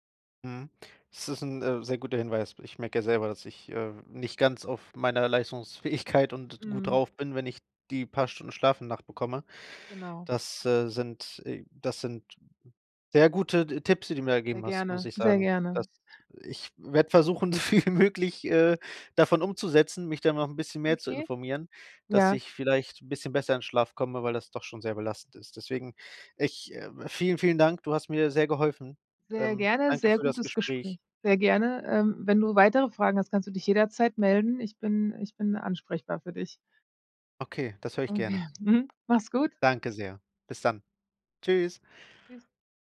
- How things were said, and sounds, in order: laughing while speaking: "Leistungsfähigkeit"; laughing while speaking: "so viel wie möglich"; other background noise
- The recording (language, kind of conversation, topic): German, advice, Warum kann ich trotz Müdigkeit nicht einschlafen?